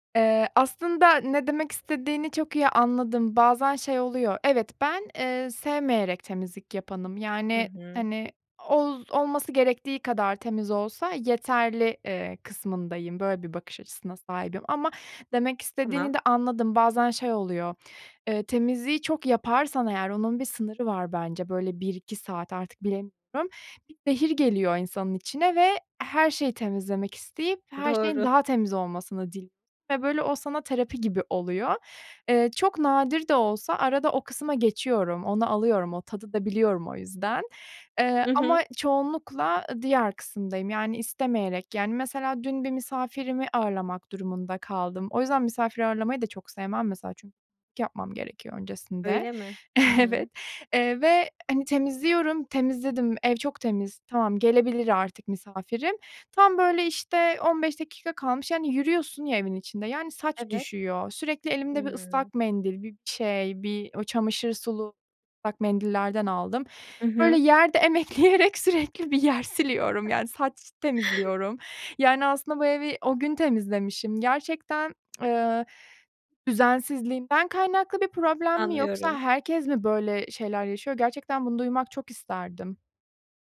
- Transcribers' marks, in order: unintelligible speech; tapping; laughing while speaking: "Evet"; laughing while speaking: "emekleyerek sürekli bir yer siliyorum"; chuckle
- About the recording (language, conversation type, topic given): Turkish, advice, Ev ve eşyalarımı düzenli olarak temizlemek için nasıl bir rutin oluşturabilirim?